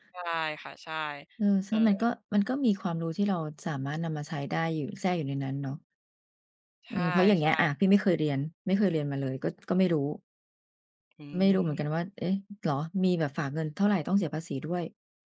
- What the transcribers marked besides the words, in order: other noise; tapping; other background noise
- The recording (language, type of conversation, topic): Thai, unstructured, การบังคับให้เรียนวิชาที่ไม่ชอบมีประโยชน์หรือไม่?
- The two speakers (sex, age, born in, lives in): female, 25-29, Thailand, Thailand; female, 45-49, Thailand, Thailand